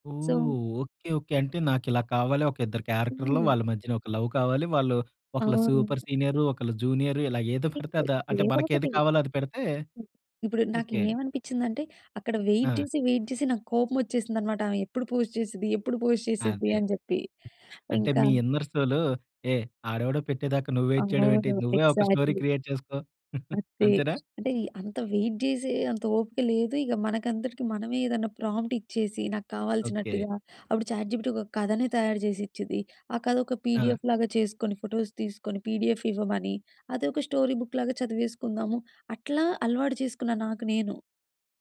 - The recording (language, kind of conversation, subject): Telugu, podcast, కొత్త నైపుణ్యం నేర్చుకున్న తర్వాత మీ రోజు ఎలా మారింది?
- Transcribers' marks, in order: in English: "సో"; in English: "లవ్"; other noise; in English: "వెయిట్"; in English: "వెయిట్"; in English: "పోస్ట్"; in English: "పోస్ట్"; other background noise; in English: "ఇన్నర్ సోల్"; in English: "వెయిట్"; in English: "ఎగ్జాక్ట్‌లీ"; in English: "స్టోరీ క్రియేట్"; chuckle; in English: "వెయిట్"; in English: "ప్రాంప్ట్"; in English: "చాట్ జీపీటి"; in English: "పిడిఎఫ్"; in English: "ఫోటోస్"; in English: "పిడిఎఫ్"; in English: "స్టోరీ బుక్"